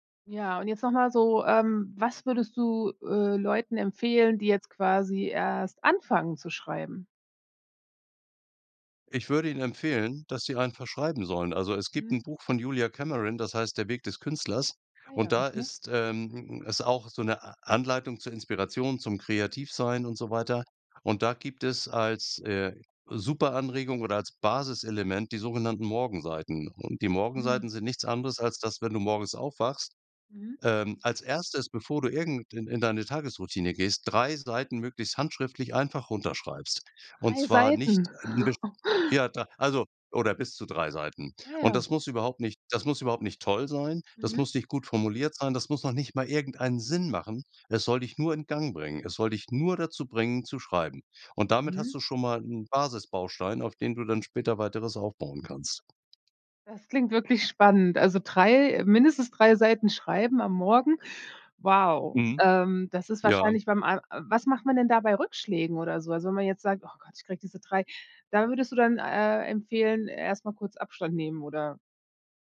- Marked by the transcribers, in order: surprised: "drei Seiten?"; chuckle
- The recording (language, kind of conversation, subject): German, podcast, Wie entwickelst du kreative Gewohnheiten im Alltag?